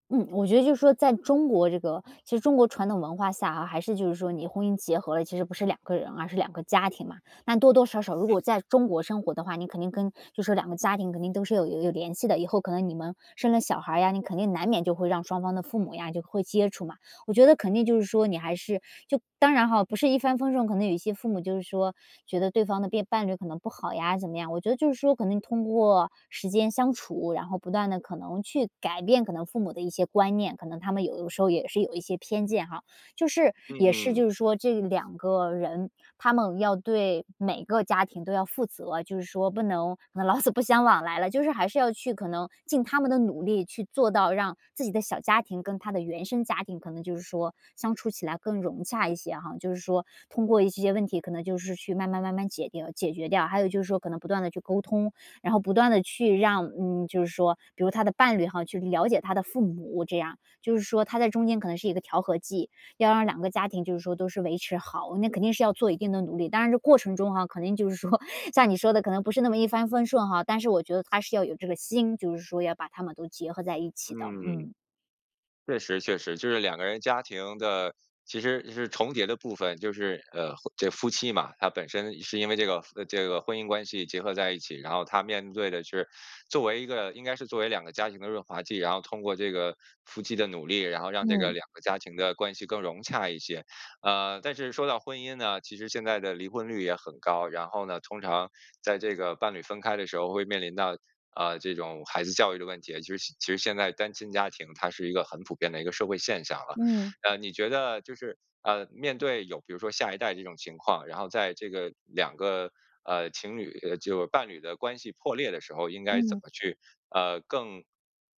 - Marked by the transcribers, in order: laughing while speaking: "老死不相往来"; laughing while speaking: "说"; other background noise
- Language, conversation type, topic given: Chinese, podcast, 选择伴侣时你最看重什么？